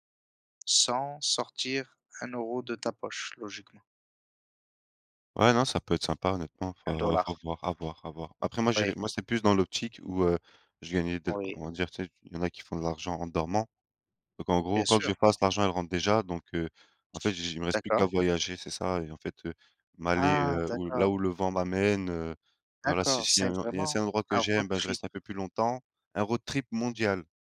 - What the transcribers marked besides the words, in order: none
- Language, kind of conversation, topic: French, unstructured, Quels rêves aimerais-tu vraiment réaliser un jour ?